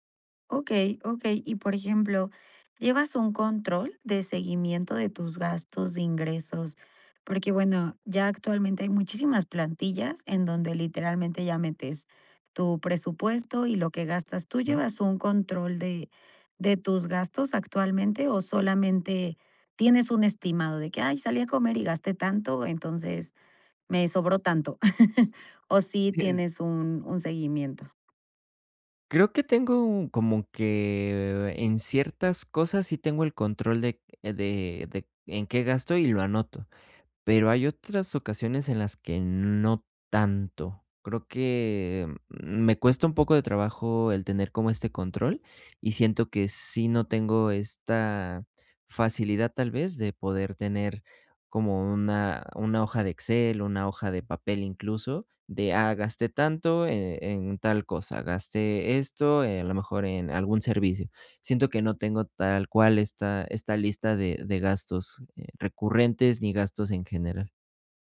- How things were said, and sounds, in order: tapping; unintelligible speech; chuckle; unintelligible speech; stressed: "no"; other background noise
- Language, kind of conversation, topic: Spanish, advice, ¿Cómo puedo equilibrar el ahorro y mi bienestar sin sentir que me privo de lo que me hace feliz?